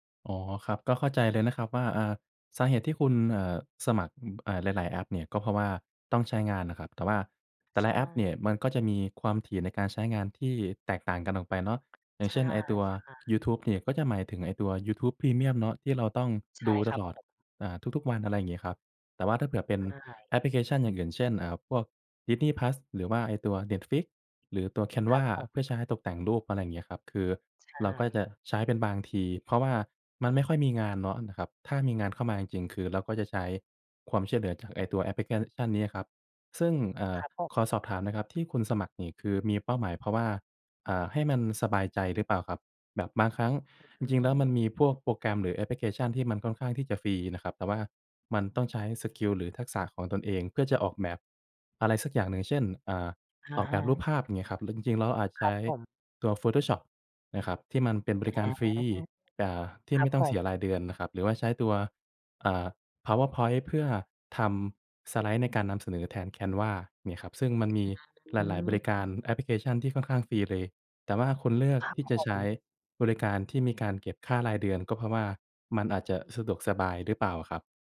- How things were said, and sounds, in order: tapping
- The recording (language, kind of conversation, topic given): Thai, advice, ฉันสมัครบริการรายเดือนหลายอย่างแต่แทบไม่ได้ใช้ และควรทำอย่างไรกับความรู้สึกผิดเวลาเสียเงิน?